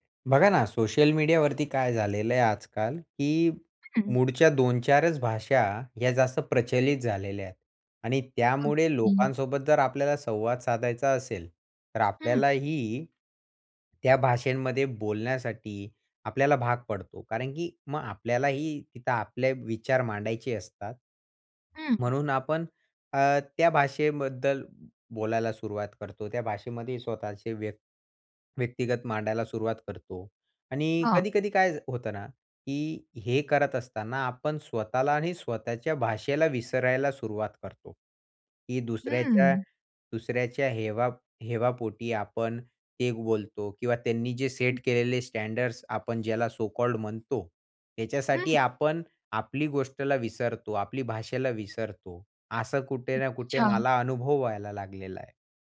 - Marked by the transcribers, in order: tapping; other background noise; in English: "सो कॉल्ड"
- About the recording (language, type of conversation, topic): Marathi, podcast, सोशल मीडियावर भाषा कशी बदलते याबद्दल तुमचा अनुभव काय आहे?